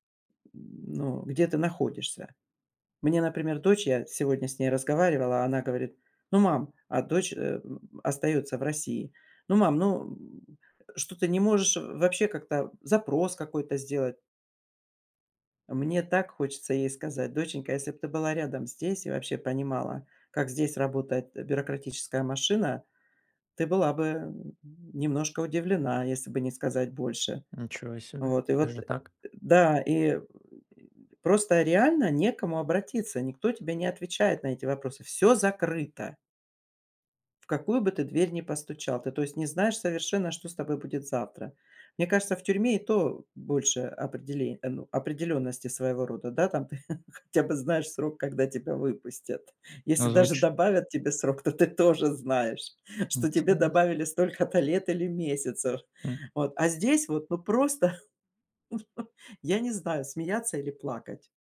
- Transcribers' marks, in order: laughing while speaking: "Там ты хотя бы знаешь срок, когда тебя выпустят"; laughing while speaking: "то ты тоже знаешь, что тебе добавили столько-то лет или месяцев"; chuckle
- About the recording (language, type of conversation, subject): Russian, advice, Как мне сменить фокус внимания и принять настоящий момент?